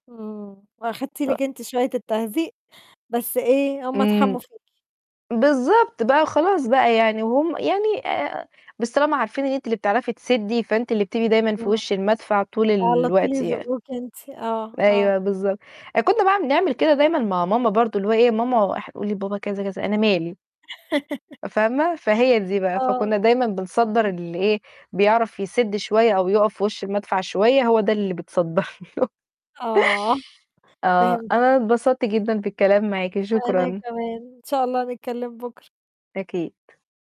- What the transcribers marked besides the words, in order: tapping; laugh; unintelligible speech; laughing while speaking: "بيتصدّر له"
- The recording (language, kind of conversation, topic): Arabic, unstructured, إزاي السوشيال ميديا بتأثر على علاقات الناس ببعض؟